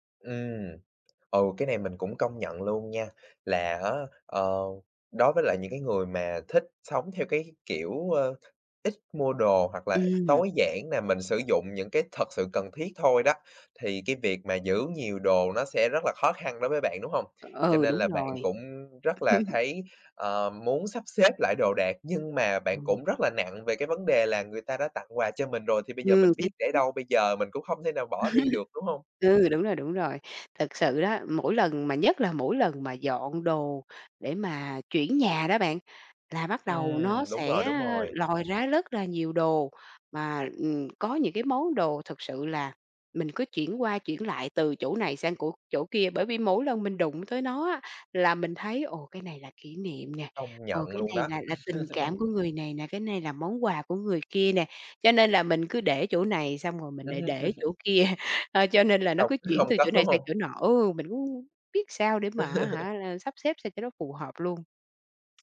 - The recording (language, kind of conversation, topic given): Vietnamese, podcast, Bạn xử lý đồ kỷ niệm như thế nào khi muốn sống tối giản?
- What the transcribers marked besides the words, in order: tapping; other background noise; chuckle; unintelligible speech; chuckle; chuckle; chuckle; laughing while speaking: "kia"; laughing while speaking: "không"; unintelligible speech; chuckle